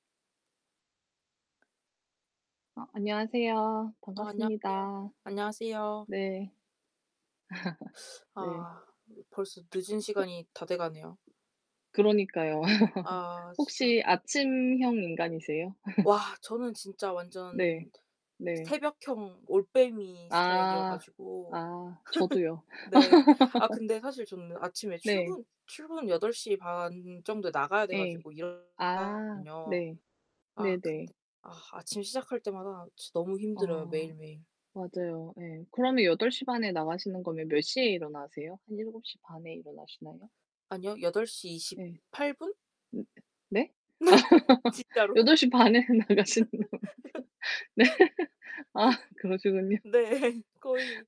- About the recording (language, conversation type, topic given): Korean, unstructured, 아침을 시작할 때 당신만의 특별한 루틴이 있나요?
- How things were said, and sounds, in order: other background noise; distorted speech; laugh; tapping; laugh; laugh; laugh; laugh; unintelligible speech; laugh; laughing while speaking: "여덟시 반 에는 나가신다면서. 네. 아 그러시군요"; laugh; laughing while speaking: "진짜로. 네"; laugh